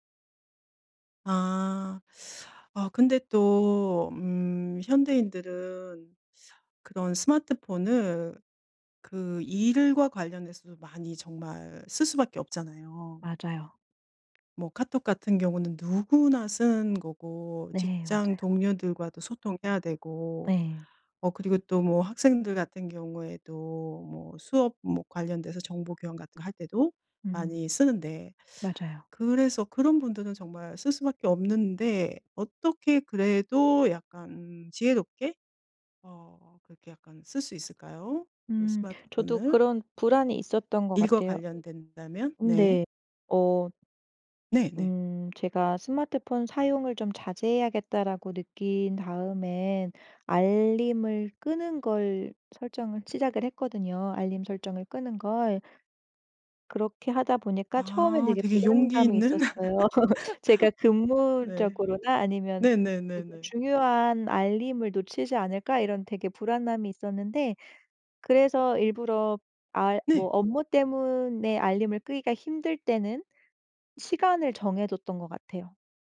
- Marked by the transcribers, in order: teeth sucking; tapping; other background noise; laugh; laughing while speaking: "있는"; laugh
- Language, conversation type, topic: Korean, podcast, 스마트폰 중독을 줄이는 데 도움이 되는 습관은 무엇인가요?